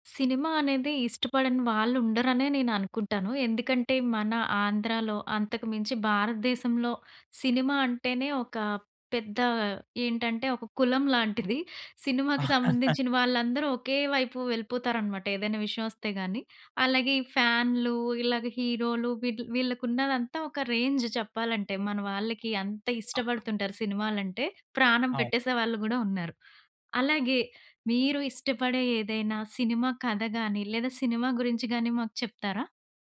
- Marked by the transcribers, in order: laugh; in English: "రేంజ్"; other noise
- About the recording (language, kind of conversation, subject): Telugu, podcast, మీకు ఇష్టమైన సినిమా కథను సంక్షిప్తంగా చెప్పగలరా?